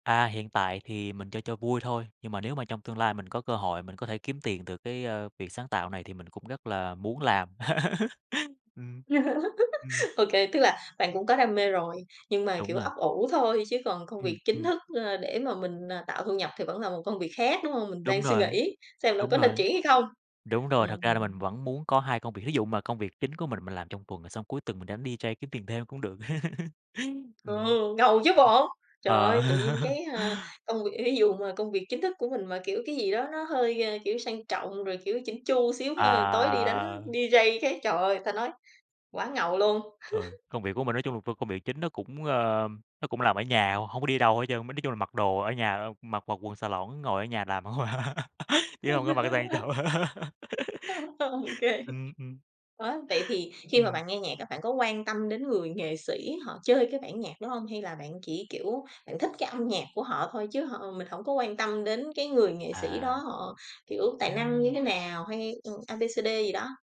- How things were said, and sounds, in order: other background noise; tapping; laugh; in English: "DJ"; laugh; laughing while speaking: "Ờ"; "DJ" said as "đi rây"; laugh; laugh; laugh; laughing while speaking: "Ô kê"; laughing while speaking: "hông à, chứ hông có mặc sang trọng"
- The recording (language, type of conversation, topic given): Vietnamese, podcast, Bạn thường khám phá nhạc mới bằng cách nào?